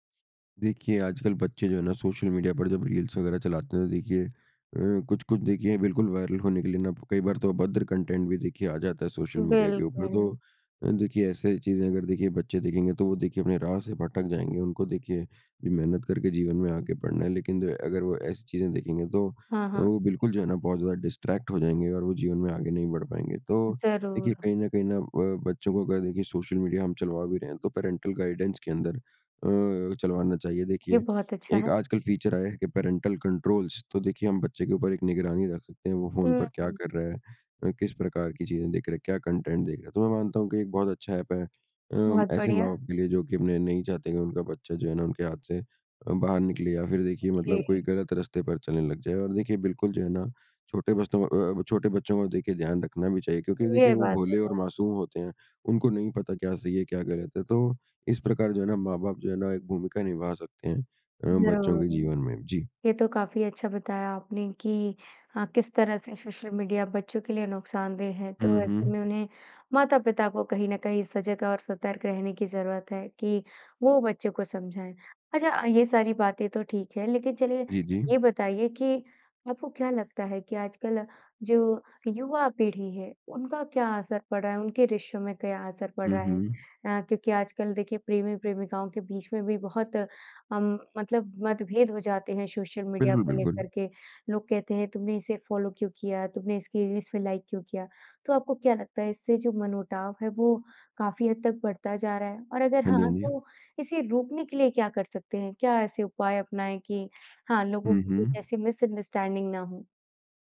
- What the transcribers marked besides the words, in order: in English: "रील्स"; in English: "वायरल"; in English: "कंटेंट"; tapping; in English: "डिस्टरैक्ट"; in English: "पेरेंटल गाइडेंस"; in English: "फीचर"; in English: "पेरेंटल कंट्रोल्स"; in English: "कंटेंट"; other background noise; in English: "फ़ॉलो"; in English: "रील्स"; in English: "लाइक"; in English: "मिसअंडरस्टैंडिंग"
- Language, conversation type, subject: Hindi, podcast, सोशल मीडिया ने आपके रिश्तों को कैसे प्रभावित किया है?
- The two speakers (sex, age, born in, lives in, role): female, 20-24, India, India, host; male, 55-59, India, India, guest